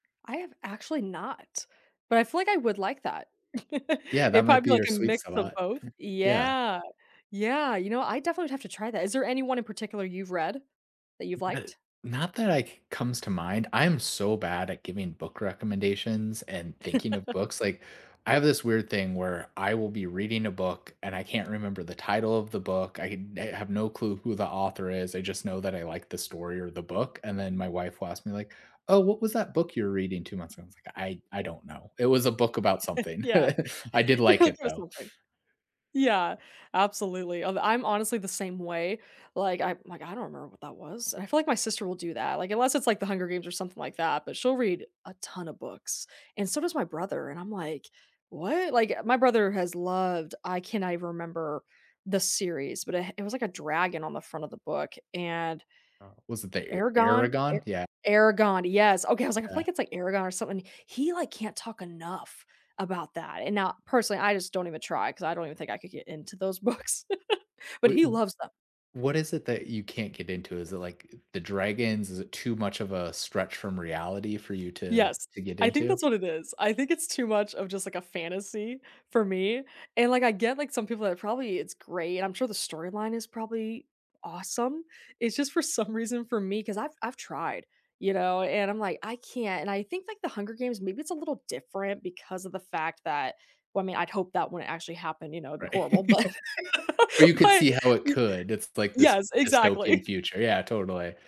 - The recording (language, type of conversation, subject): English, unstructured, How do you usually choose what to read next, and who or what influences your choices?
- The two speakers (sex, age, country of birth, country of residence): female, 30-34, United States, United States; male, 40-44, United States, United States
- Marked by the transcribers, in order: other background noise; laugh; drawn out: "Yeah"; chuckle; laugh; chuckle; laughing while speaking: "books"; chuckle; stressed: "awesome"; laughing while speaking: "some"; laughing while speaking: "Right"; laughing while speaking: "but but"